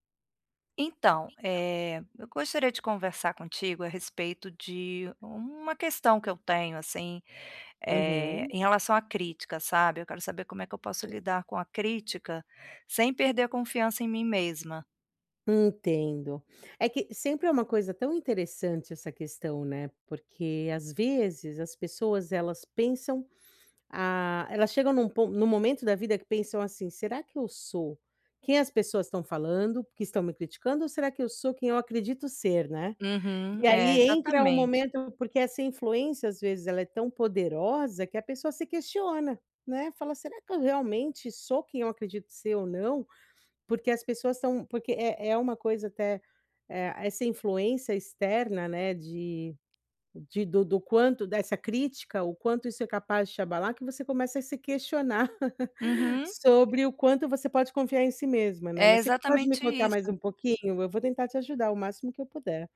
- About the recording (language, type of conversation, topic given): Portuguese, advice, Como posso lidar com críticas sem perder a confiança em mim mesmo?
- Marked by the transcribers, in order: tapping; other background noise; chuckle